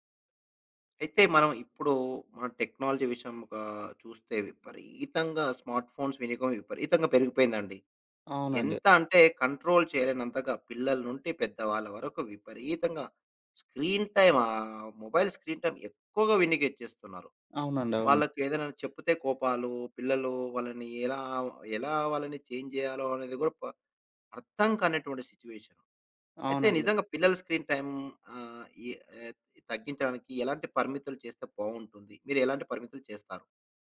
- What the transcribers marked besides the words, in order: in English: "టెక్నాలజీ"; in English: "స్మార్ట్ ఫోన్స్"; in English: "కంట్రోల్"; in English: "స్క్రీన్ టైమ్"; in English: "మొబైల్ స్క్రీన్ టైమ్"; tapping; in English: "చేంజ్"; in English: "సిట్యుయేషన్"; in English: "స్క్రీన్ టైమ్"
- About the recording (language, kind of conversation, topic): Telugu, podcast, పిల్లల స్క్రీన్ టైమ్‌ను ఎలా పరిమితం చేస్తారు?